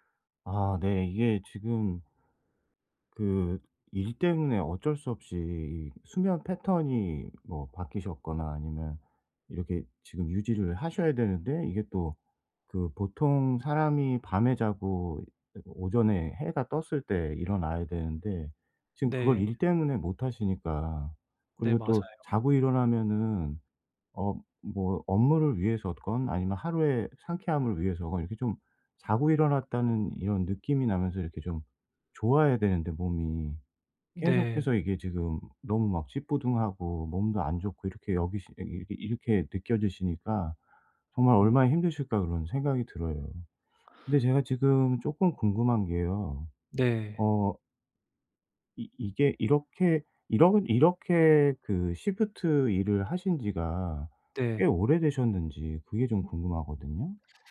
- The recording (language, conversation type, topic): Korean, advice, 아침에 더 개운하게 일어나려면 어떤 간단한 방법들이 있을까요?
- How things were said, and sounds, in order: tapping; in English: "시프트"